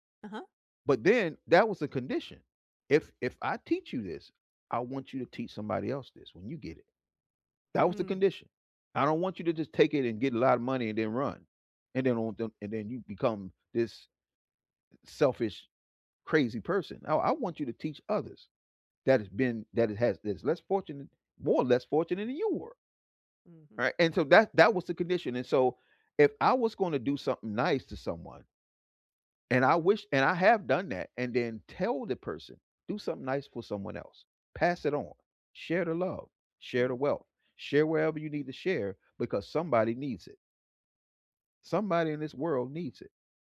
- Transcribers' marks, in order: other background noise
- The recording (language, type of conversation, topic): English, unstructured, What role does kindness play in your daily life?
- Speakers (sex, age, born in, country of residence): female, 60-64, United States, United States; male, 60-64, United States, United States